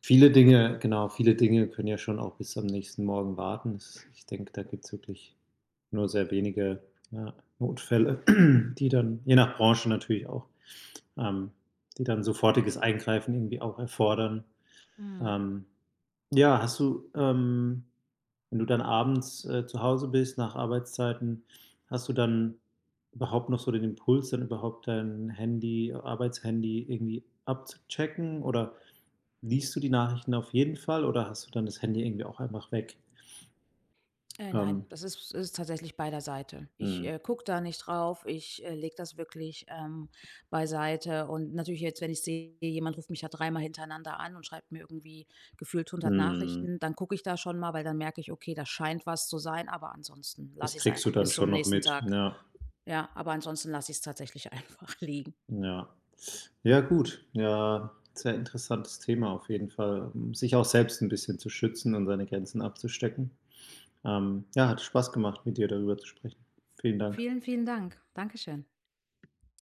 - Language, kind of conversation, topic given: German, podcast, Wie gehst du mit Nachrichten außerhalb der Arbeitszeit um?
- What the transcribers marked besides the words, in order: other background noise; throat clearing; laughing while speaking: "einfach liegen"